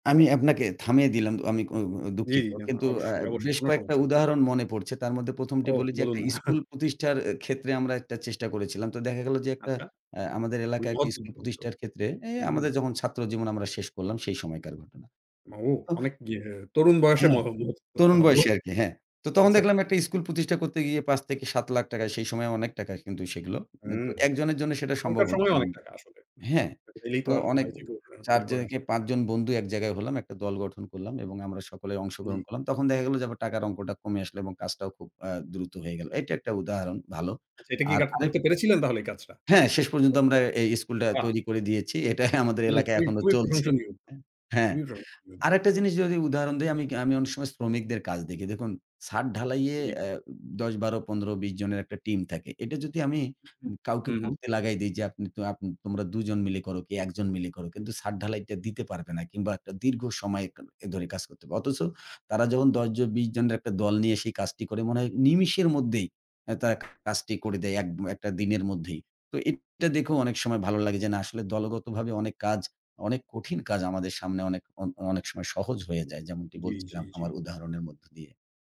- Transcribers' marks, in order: laughing while speaking: "না"; unintelligible speech; unintelligible speech; unintelligible speech; unintelligible speech; laughing while speaking: "এটাই"; other background noise
- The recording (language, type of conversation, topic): Bengali, podcast, দলে কাজ করলে তোমার ভাবনা কীভাবে বদলে যায়?